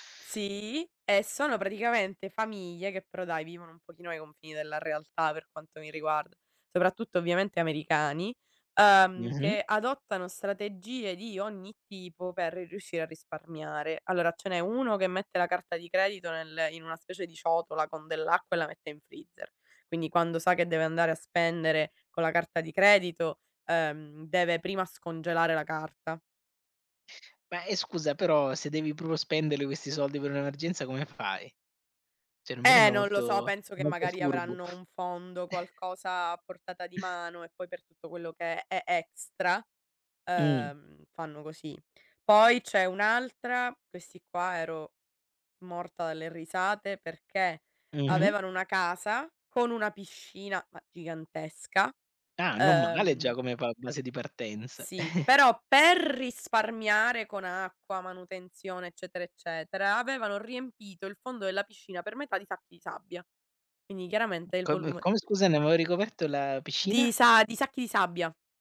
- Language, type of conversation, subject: Italian, unstructured, Come ti prepari ad affrontare le spese impreviste?
- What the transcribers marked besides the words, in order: "spendere" said as "spendele"; "Cioè" said as "ceh"; chuckle; chuckle; "quindi" said as "ini"; "avevo" said as "aveo"